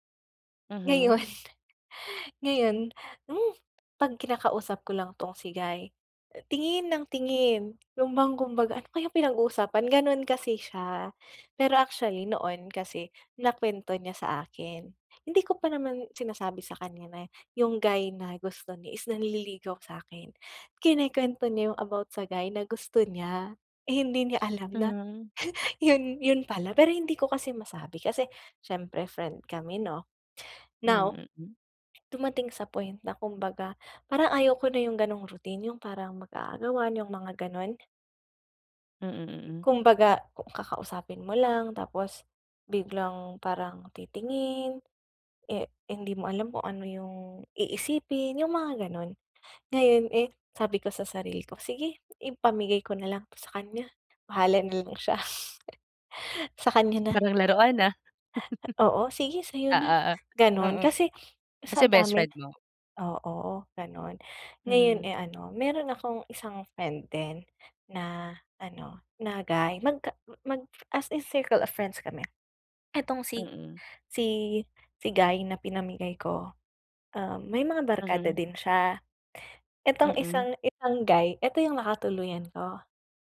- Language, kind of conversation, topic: Filipino, advice, Paano ko pipiliin ang tamang gagawin kapag nahaharap ako sa isang mahirap na pasiya?
- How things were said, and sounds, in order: laughing while speaking: "Ngayon"; chuckle; chuckle; tapping; chuckle